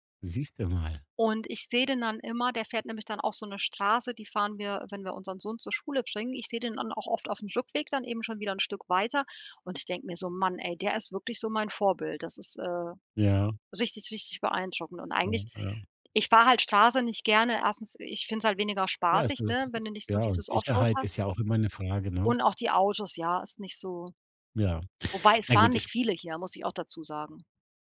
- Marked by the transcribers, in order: in English: "offroad"
- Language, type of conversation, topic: German, advice, Wie kann ich mich motivieren, mich im Alltag regelmäßig zu bewegen?